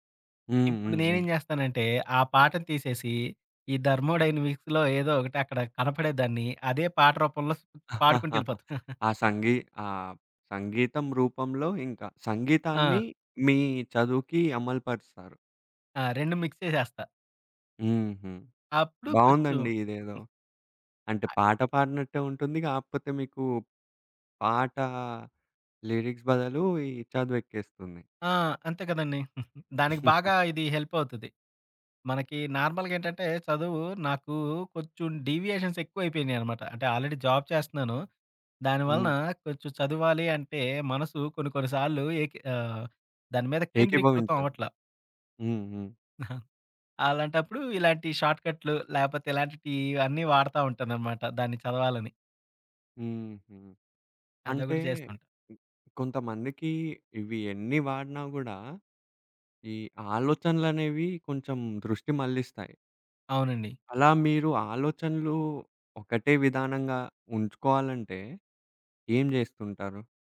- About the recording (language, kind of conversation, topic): Telugu, podcast, ఫ్లోలోకి మీరు సాధారణంగా ఎలా చేరుకుంటారు?
- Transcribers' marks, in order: in English: "థర్మోడైనమిక్స్‌లో"; other background noise; chuckle; giggle; in English: "మిక్స్"; giggle; in English: "లిరిక్స్"; giggle; in English: "నార్మల్‌గేంటంటే"; in English: "ఆల్రెడీ జాబ్"; giggle; in English: "షార్ట్"